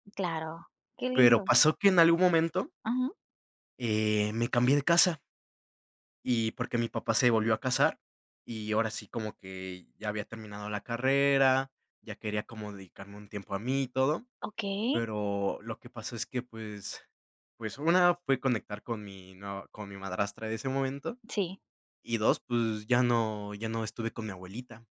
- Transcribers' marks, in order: other background noise
- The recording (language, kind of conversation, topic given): Spanish, podcast, ¿Qué haces cuando te sientes aislado?